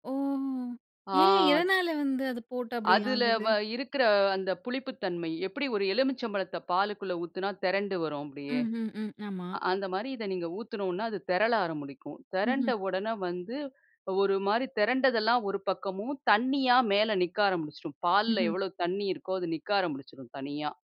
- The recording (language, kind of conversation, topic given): Tamil, podcast, பண்டிகை இனிப்புகளை வீட்டிலேயே எப்படி சமைக்கிறாய்?
- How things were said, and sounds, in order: surprised: "ஓ!"